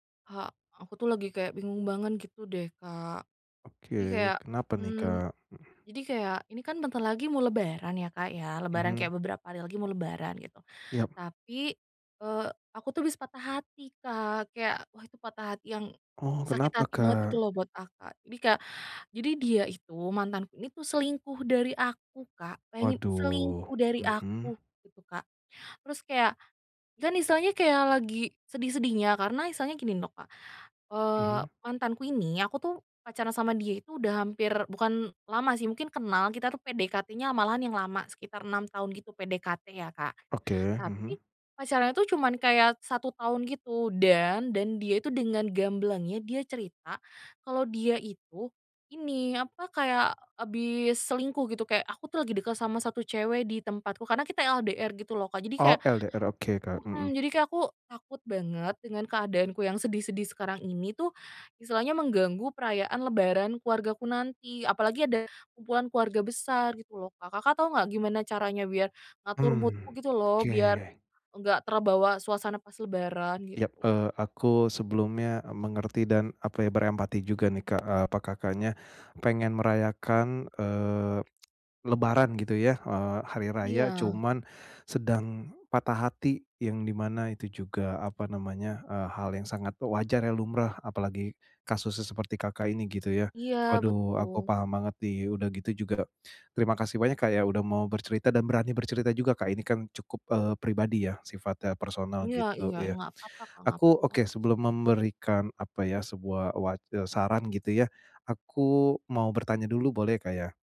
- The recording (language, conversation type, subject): Indonesian, advice, Bagaimana cara tetap menikmati perayaan saat suasana hati saya sedang rendah?
- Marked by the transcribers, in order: "banget" said as "bangen"; tapping; "loh" said as "no"; in English: "mood-ku"; tsk